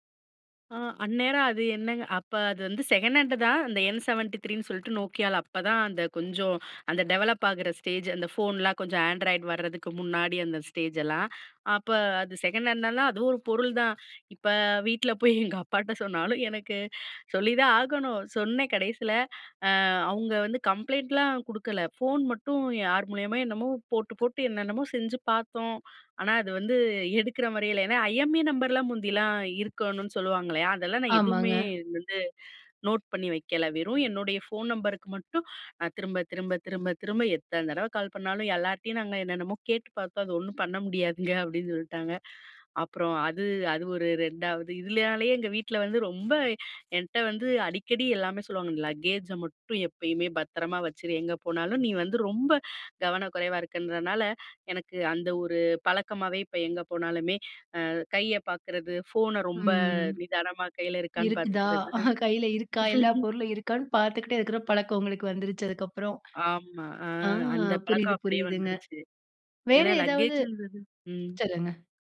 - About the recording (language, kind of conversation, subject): Tamil, podcast, சாமான்கள் தொலைந்த அனுபவத்தை ஒரு முறை பகிர்ந்து கொள்ள முடியுமா?
- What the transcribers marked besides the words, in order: other background noise; in English: "செகண்ட் ஹேண்ட்"; in English: "என் செவன்ட்டி த்ரீன்னு"; in English: "டெவலப்"; in English: "ஸ்டேஜ்"; in English: "ஆண்ட்ராய்டு"; in English: "ஸ்டேஜ்"; in English: "செகண்ட் ஹேண்ட்"; in English: "ஐஎம்இ"; in English: "லக்கேஜை"; laugh; drawn out: "ஆ"; in English: "லக்கேஜ்"